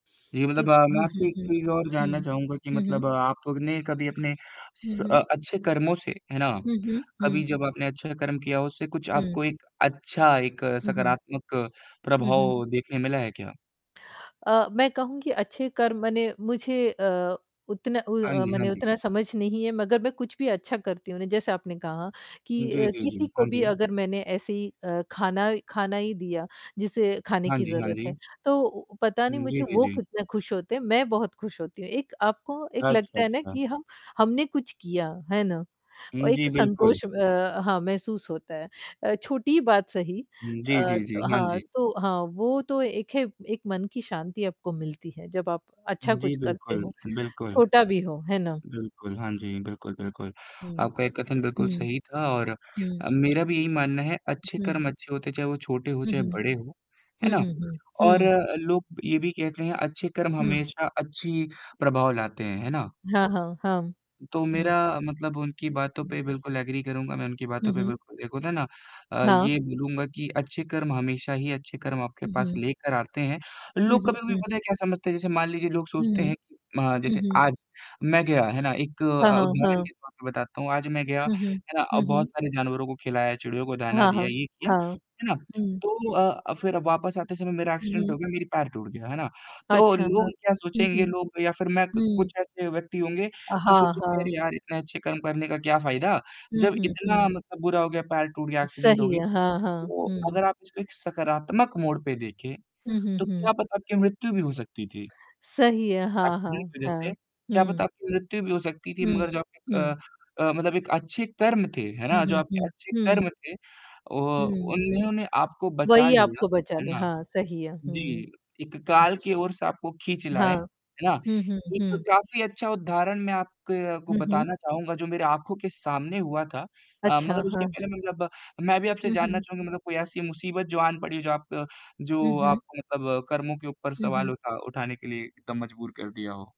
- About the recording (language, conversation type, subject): Hindi, unstructured, क्या अच्छे कर्म आपके जीवन को बदल सकते हैं?
- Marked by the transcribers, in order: static; other background noise; in English: "एग्री"; distorted speech; in English: "एक्सीडेंट"; in English: "एक्सीडेंट"; in English: "एक्सीडेंट"